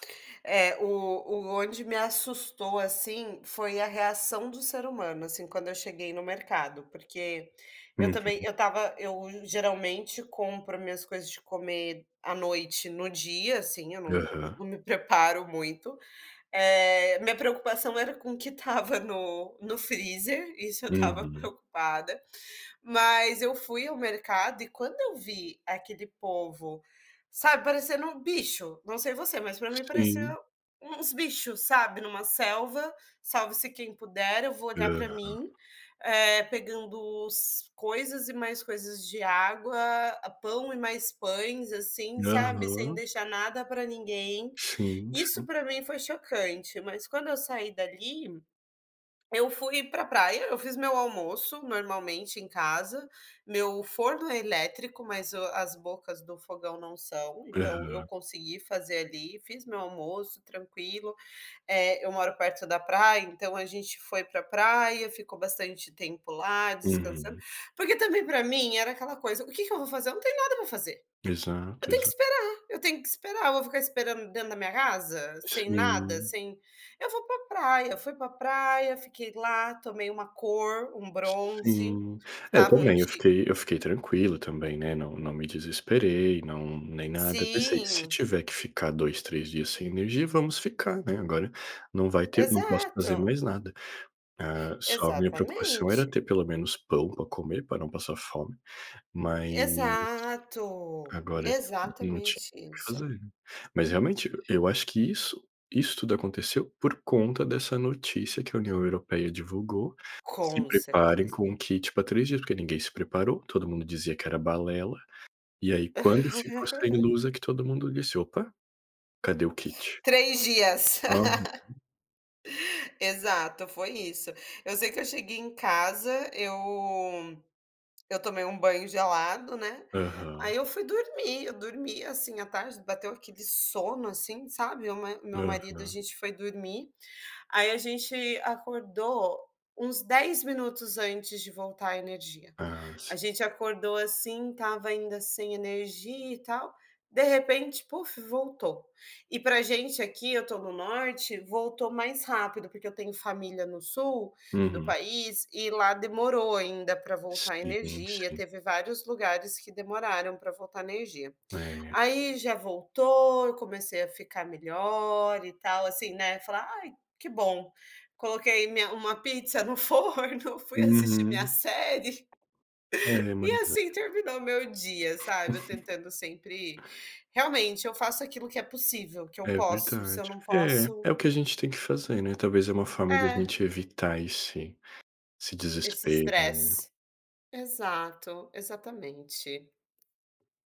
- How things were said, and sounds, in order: unintelligible speech; "fazer" said as "caser"; other background noise; laugh; laugh; laughing while speaking: "forno, fui assistir minha série"; tapping; laugh
- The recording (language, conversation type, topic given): Portuguese, unstructured, Como o medo das notícias afeta sua vida pessoal?